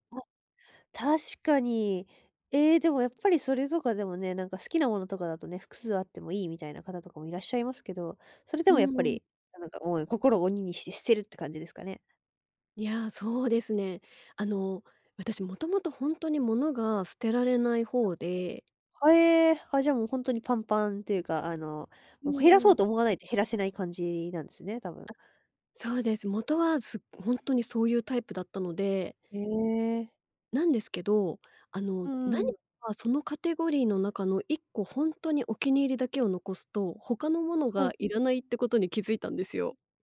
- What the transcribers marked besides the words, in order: none
- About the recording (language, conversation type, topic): Japanese, podcast, 物を減らすとき、どんな基準で手放すかを決めていますか？
- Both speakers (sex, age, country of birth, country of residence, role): female, 20-24, Japan, Japan, host; female, 35-39, Japan, Japan, guest